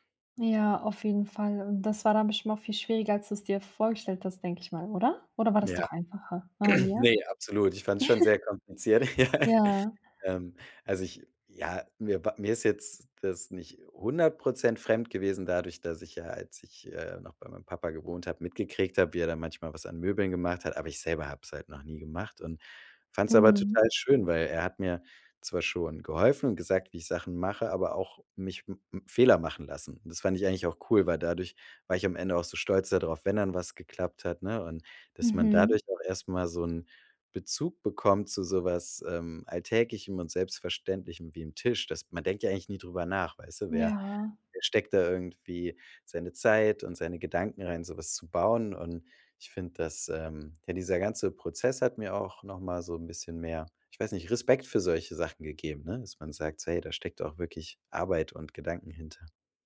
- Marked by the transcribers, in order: throat clearing; laugh
- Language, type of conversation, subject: German, podcast, Was war dein stolzestes Bastelprojekt bisher?